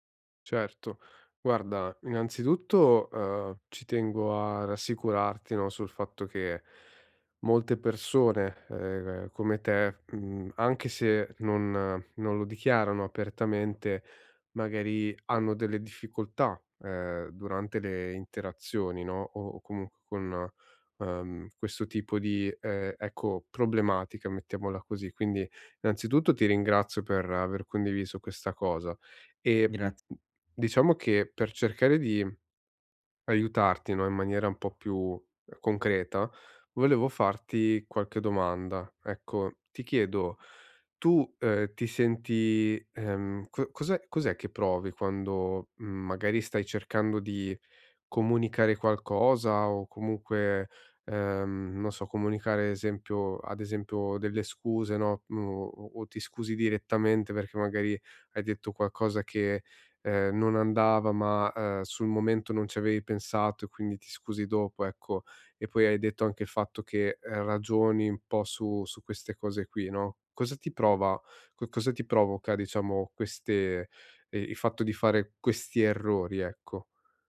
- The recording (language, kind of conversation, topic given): Italian, advice, Come posso accettare i miei errori nelle conversazioni con gli altri?
- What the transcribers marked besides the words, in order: none